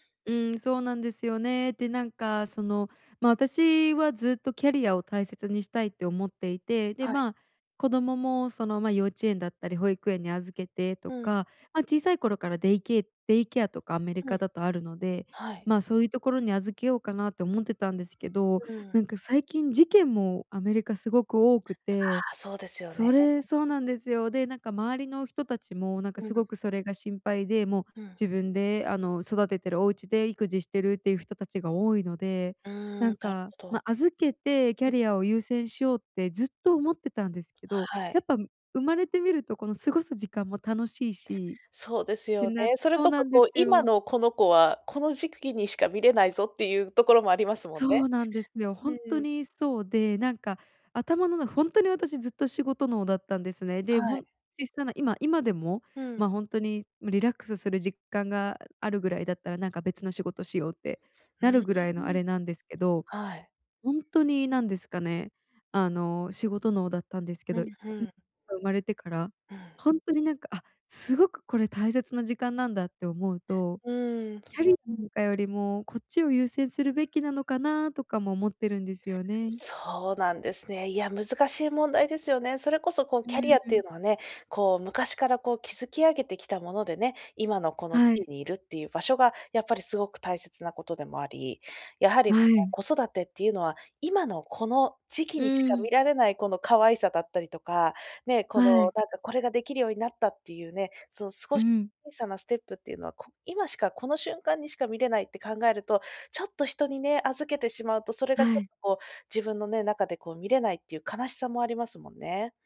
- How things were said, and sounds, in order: other noise; tapping; unintelligible speech; stressed: "今の"
- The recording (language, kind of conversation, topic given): Japanese, advice, 人生の優先順位を見直して、キャリアや生活でどこを変えるべきか悩んでいるのですが、どうすればよいですか？